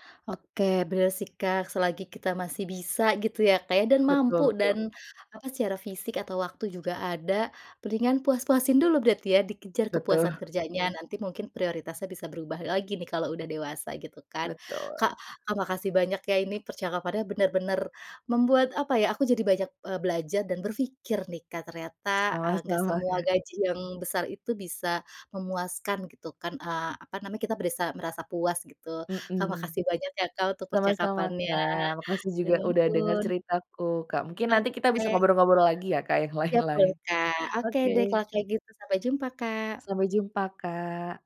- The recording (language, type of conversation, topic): Indonesian, podcast, Bagaimana kamu mempertimbangkan gaji dan kepuasan kerja?
- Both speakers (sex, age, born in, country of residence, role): female, 25-29, Indonesia, Indonesia, guest; female, 35-39, Indonesia, Indonesia, host
- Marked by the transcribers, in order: "berasa" said as "berisa"